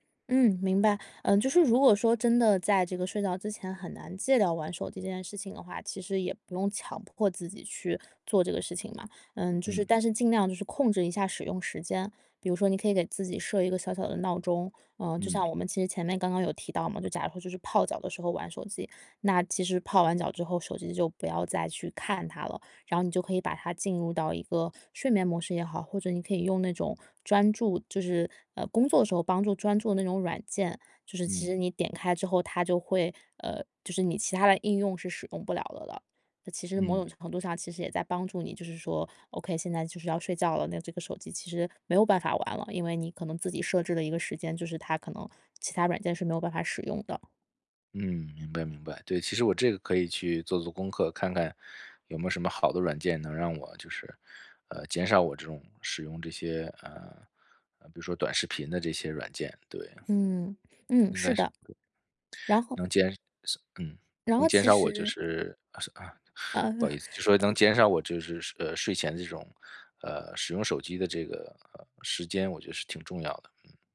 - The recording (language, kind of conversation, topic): Chinese, advice, 睡前如何做全身放松练习？
- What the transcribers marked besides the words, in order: other background noise; chuckle; other noise